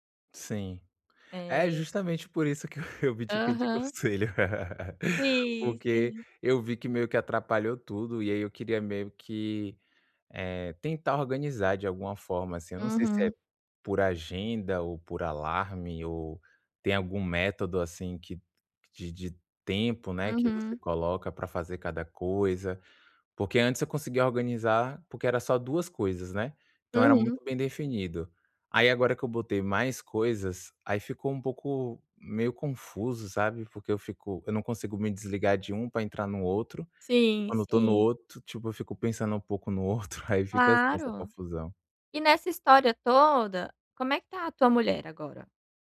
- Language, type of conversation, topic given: Portuguese, advice, Como posso organizar melhor meu dia quando me sinto sobrecarregado com compromissos diários?
- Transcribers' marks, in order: laugh